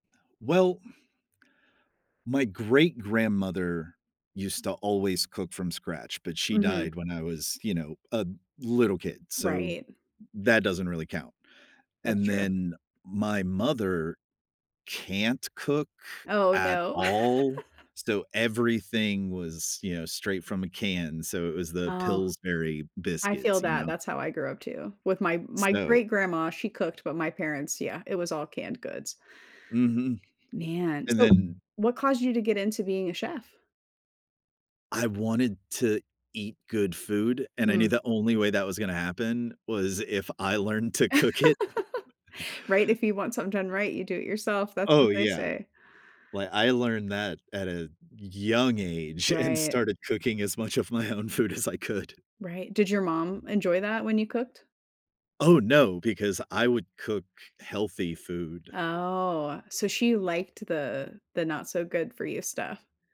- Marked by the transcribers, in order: chuckle; other background noise; laugh; laughing while speaking: "to cook it"; chuckle; laughing while speaking: "and started cooking as much of my own food as I could"
- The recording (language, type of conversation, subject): English, unstructured, How can I make a meal feel more comforting?